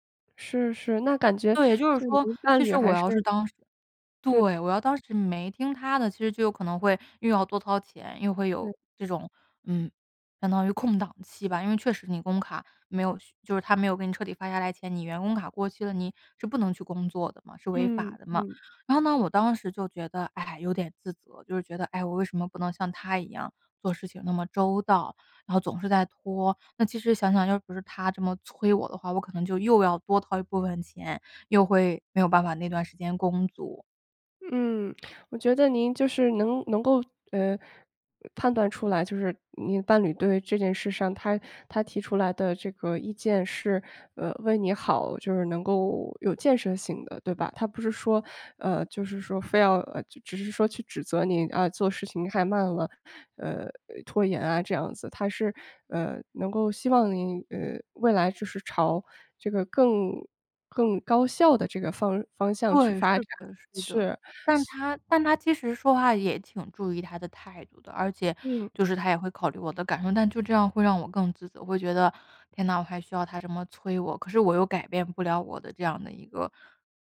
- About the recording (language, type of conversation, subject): Chinese, advice, 当伴侣指出我的缺点让我陷入自责时，我该怎么办？
- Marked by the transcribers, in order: other background noise